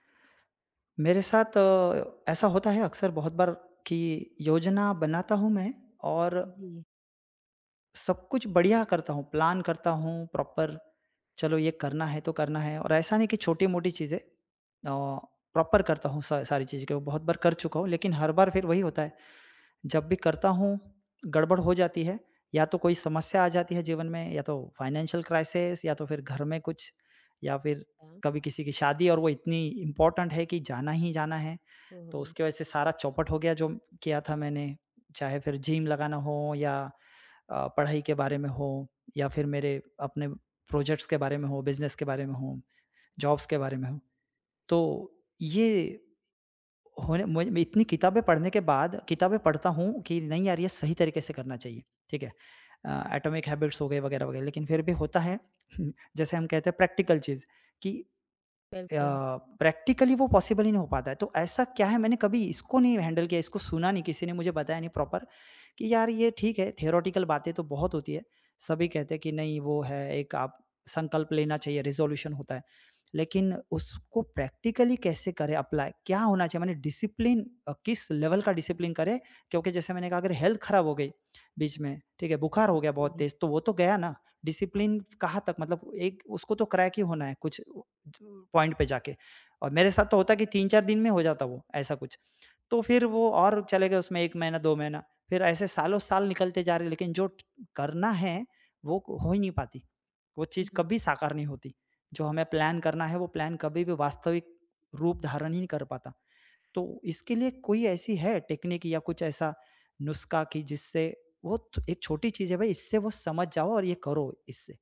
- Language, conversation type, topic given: Hindi, advice, आप समय का गलत अनुमान क्यों लगाते हैं और आपकी योजनाएँ बार-बार क्यों टूट जाती हैं?
- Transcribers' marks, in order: tapping; in English: "प्लान"; in English: "प्रॉपर"; in English: "प्रॉपर"; in English: "फाइनेंशियल क्राइसिस"; in English: "इम्पोर्टेन्ट"; in English: "प्रोजेक्ट्स"; in English: "जॉब्स"; in English: "एटॉमिक हैबिट्स"; chuckle; in English: "प्रैक्टिकल"; in English: "प्रैक्टिकली"; in English: "पॉसिबल"; in English: "हैंडल"; in English: "प्रॉपर"; in English: "थ्योरेटिकल"; in English: "रेज़ोल्यूशन"; in English: "प्रैक्टिकली"; in English: "अप्लाई"; in English: "डिसिप्लिन"; in English: "लेवल"; in English: "डिसिप्लिन"; in English: "हेल्थ"; in English: "डिसिप्लिन"; in English: "क्रेक"; in English: "पॉइंट"; other noise; in English: "प्लान"; in English: "प्लान"; in English: "टेक्नीक"